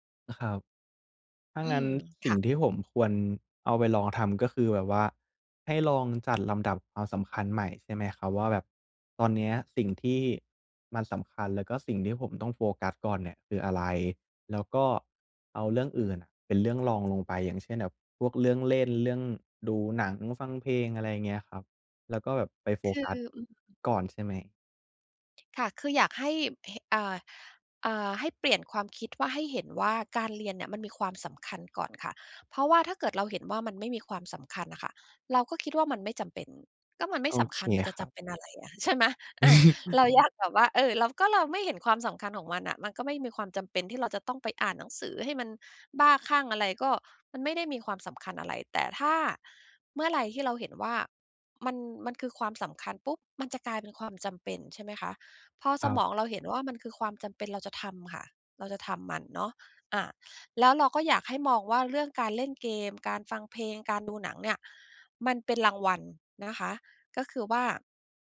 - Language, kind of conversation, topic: Thai, advice, ฉันจะหยุดทำพฤติกรรมเดิมที่ไม่ดีต่อฉันได้อย่างไร?
- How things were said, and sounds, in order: other background noise; chuckle; laughing while speaking: "ใช่ไหม อา เราอยากแบบว่า เออ"